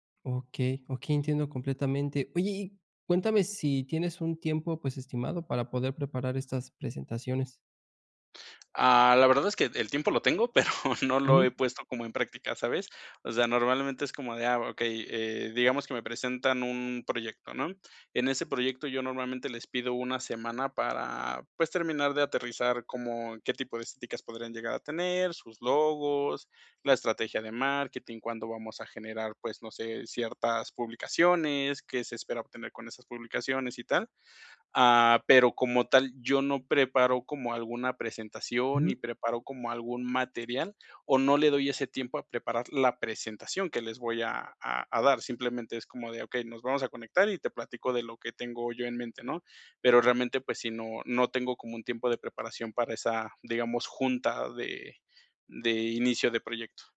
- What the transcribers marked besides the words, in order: laughing while speaking: "pero"
- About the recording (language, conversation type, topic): Spanish, advice, ¿Cómo puedo organizar mis ideas antes de una presentación?